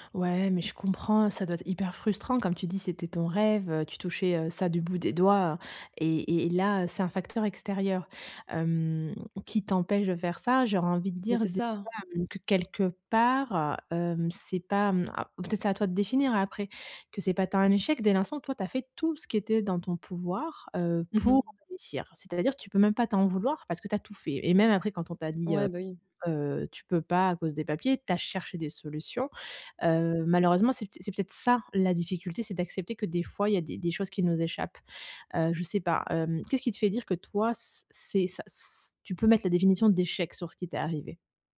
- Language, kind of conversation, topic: French, advice, Comment accepter l’échec sans se décourager et en tirer des leçons utiles ?
- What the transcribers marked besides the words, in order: other background noise; stressed: "tout"; tapping; stressed: "ça"